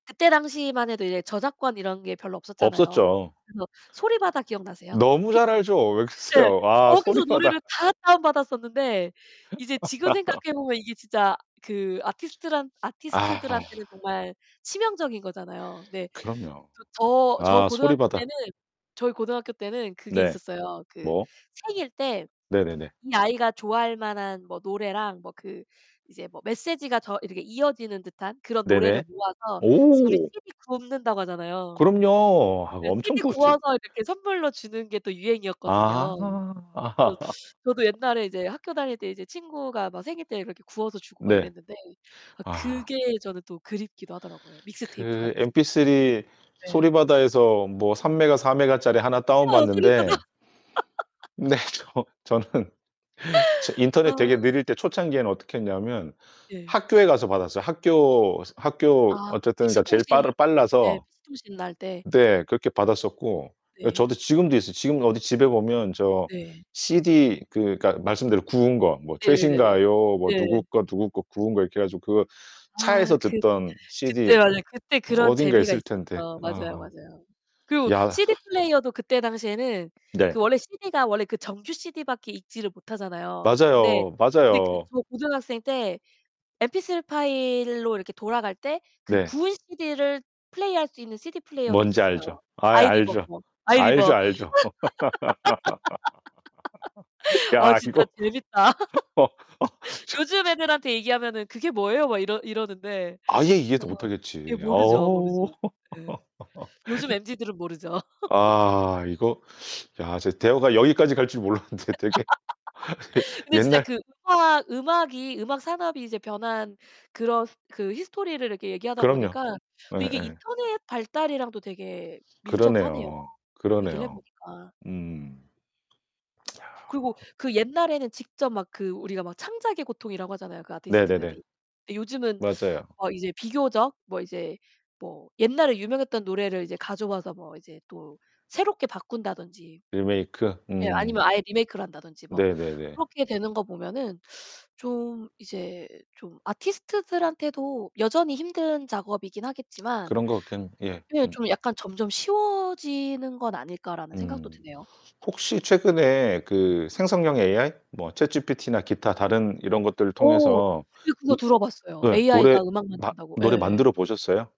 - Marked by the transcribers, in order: other background noise; laughing while speaking: "왜 그러세요? 아, 소리바다"; distorted speech; laugh; tapping; surprised: "오"; laugh; laugh; laughing while speaking: "저 저는"; exhale; laugh; laughing while speaking: "야, 이거 저 저"; laugh; laugh; laugh; laughing while speaking: "몰랐는데 되게 예 옛날"; lip smack; teeth sucking; lip smack
- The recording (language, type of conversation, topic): Korean, unstructured, 음악 산업은 시간이 지나면서 어떻게 변화해 왔나요?